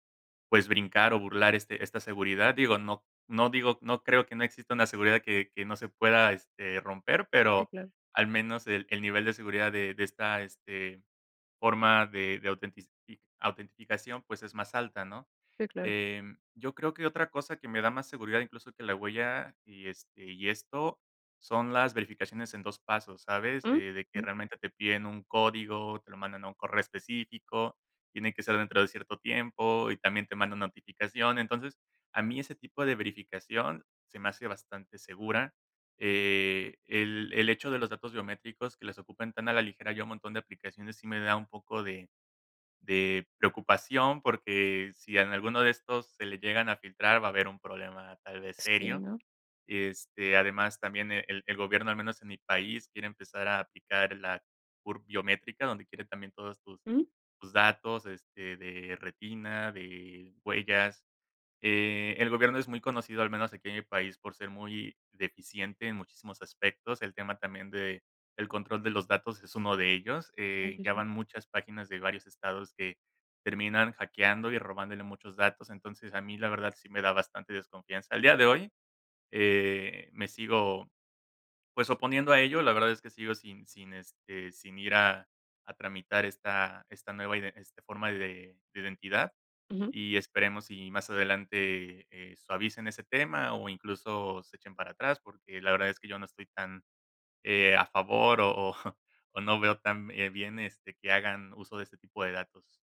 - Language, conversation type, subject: Spanish, podcast, ¿Qué te preocupa más de tu privacidad con tanta tecnología alrededor?
- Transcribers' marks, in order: none